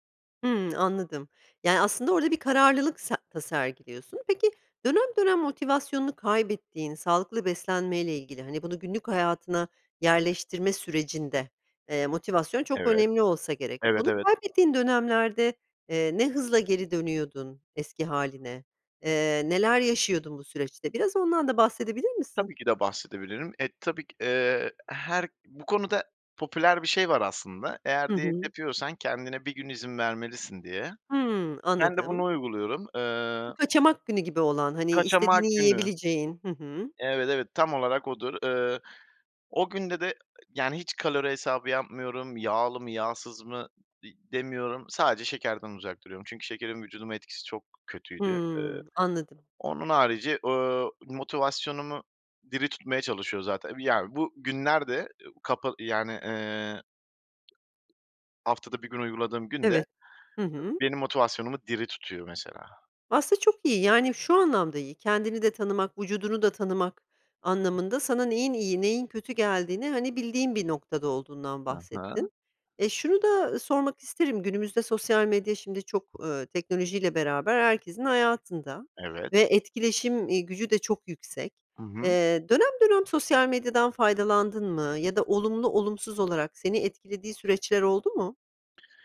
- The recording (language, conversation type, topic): Turkish, podcast, Sağlıklı beslenmeyi günlük hayatına nasıl entegre ediyorsun?
- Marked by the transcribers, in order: other background noise; tapping